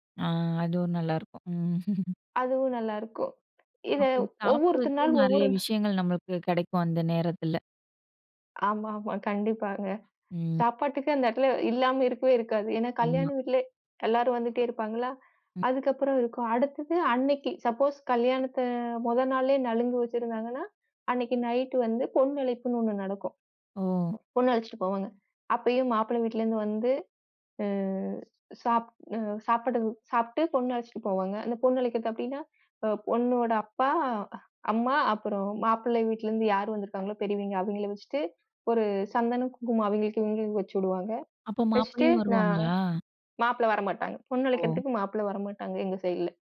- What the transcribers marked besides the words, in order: laugh; in English: "சப்போஸ்"; other background noise
- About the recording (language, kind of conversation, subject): Tamil, podcast, உங்கள் குடும்பத்தில் திருமணங்கள் எப்படி கொண்டாடப்படுகின்றன?